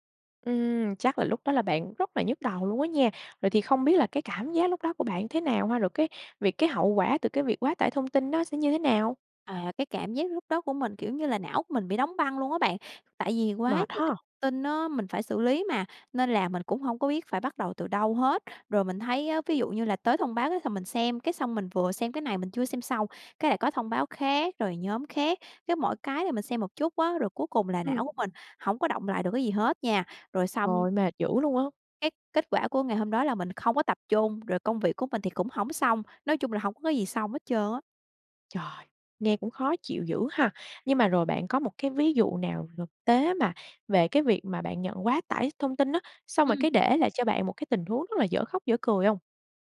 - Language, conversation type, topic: Vietnamese, podcast, Bạn đối phó với quá tải thông tin ra sao?
- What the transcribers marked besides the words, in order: tapping